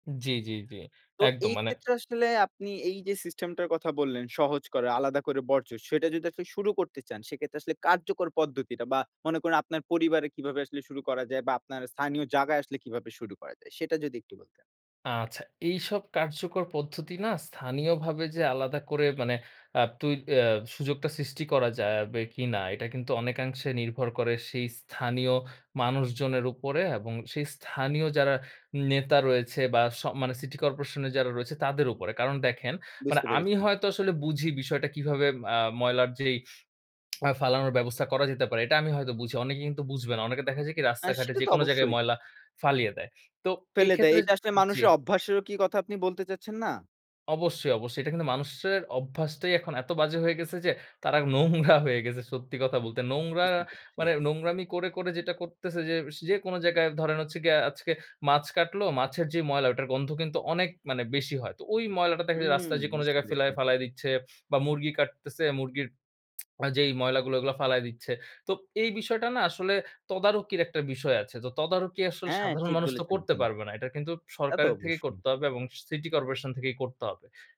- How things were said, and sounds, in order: in English: "সিস্টেম"; tongue click; tapping; other background noise; lip smack
- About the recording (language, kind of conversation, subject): Bengali, podcast, বাড়িতে বর্জ্য আলাদা করার সবচেয়ে সহজ ও কার্যকর কৌশল কী বলে আপনি মনে করেন?